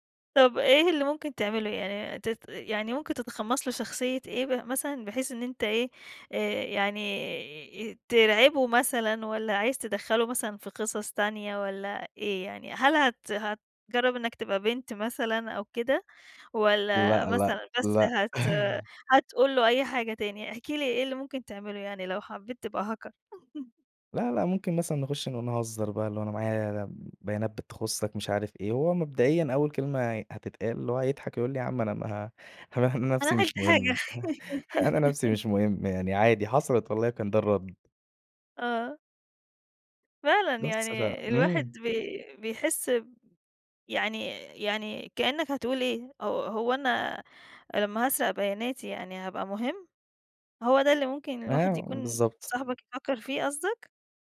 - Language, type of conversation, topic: Arabic, podcast, إزاي بتحافظ على خصوصيتك على الإنترنت؟
- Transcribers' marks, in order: throat clearing; in English: "Hacker؟"; laugh; laughing while speaking: "أنا نفسي مش مهم أنا نفسي مش مهم أنا نفسي مش مهم"; tapping; laugh; giggle